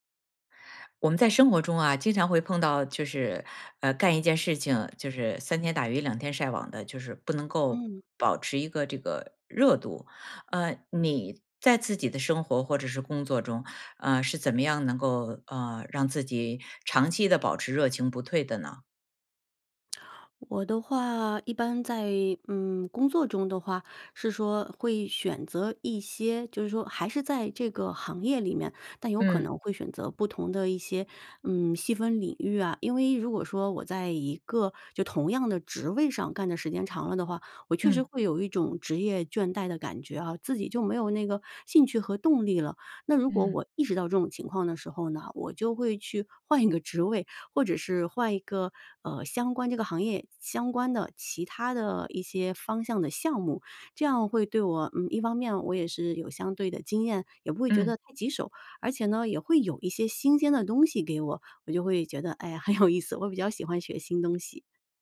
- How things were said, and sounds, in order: laughing while speaking: "很有"
- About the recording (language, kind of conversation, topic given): Chinese, podcast, 你是怎么保持长期热情不退的？